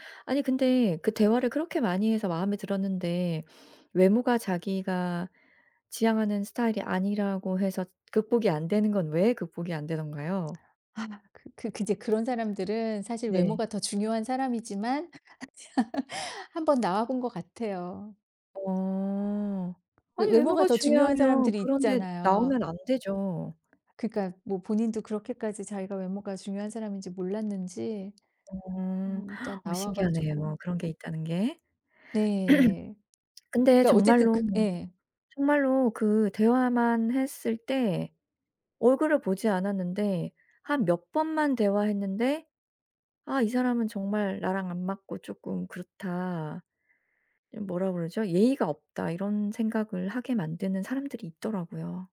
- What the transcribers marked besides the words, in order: laugh; lip smack
- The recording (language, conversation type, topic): Korean, podcast, 첫인상을 좋게 만들려면 어떤 점이 가장 중요하다고 생각하나요?